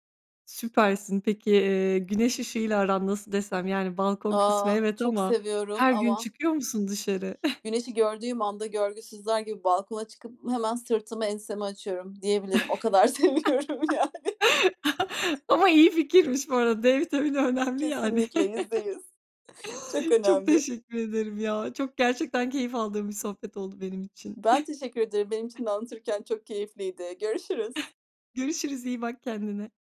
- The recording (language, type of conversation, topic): Turkish, podcast, Sabah enerjini nasıl yükseltirsin?
- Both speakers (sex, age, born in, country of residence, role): female, 30-34, Turkey, Bulgaria, host; female, 40-44, Turkey, Germany, guest
- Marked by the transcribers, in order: chuckle; laugh; laughing while speaking: "seviyorum, yani"; other background noise; chuckle; chuckle; chuckle